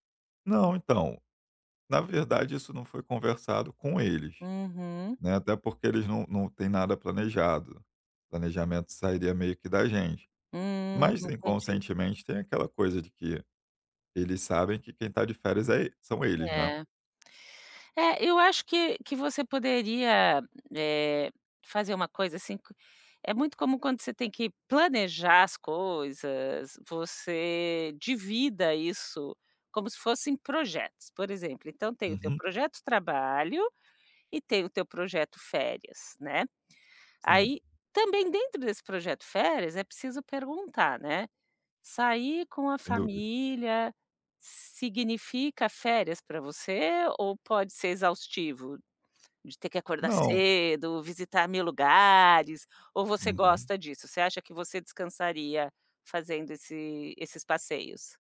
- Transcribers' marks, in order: other background noise
- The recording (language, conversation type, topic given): Portuguese, advice, Como posso tirar férias mesmo tendo pouco tempo disponível?